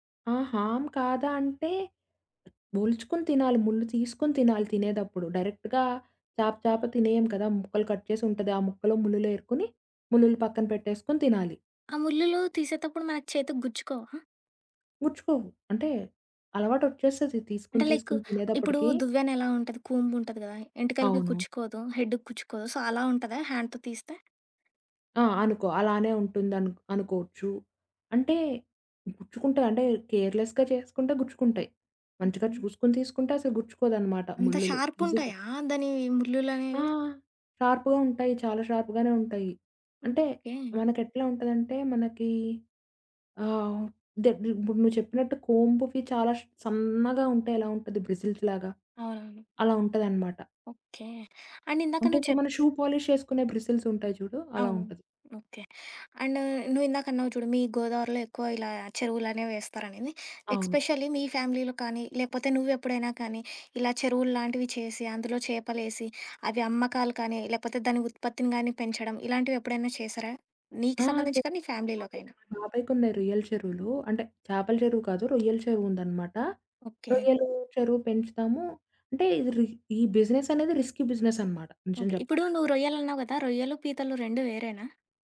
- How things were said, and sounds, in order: in English: "హార్మ్"; tapping; in English: "డైరెక్ట్‌గా"; in English: "కట్"; in English: "లైక్"; in English: "సో"; in English: "హ్యాండ్‌తో"; in English: "కేర్లెస్‌గా"; in English: "షార్ప్‌గా"; in English: "షార్ప్‌గానే"; in English: "కోంబ్‌కి"; in English: "బ్రిజిల్స్‌లాగా"; in English: "అండ్"; in English: "షూ పాలిష్"; in English: "బ్రిసిల్స్"; in English: "అండ్"; in English: "ఎక్స్పెషల్లీ"; in English: "ఫ్యామిలీలో"; unintelligible speech; in English: "ఫ్యామిలీలోకైనా?"; in English: "బిజినెస్"; in English: "రిస్కీ బిజినెస్"; other background noise
- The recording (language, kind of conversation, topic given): Telugu, podcast, మత్స్య ఉత్పత్తులను సుస్థిరంగా ఎంపిక చేయడానికి ఏమైనా సూచనలు ఉన్నాయా?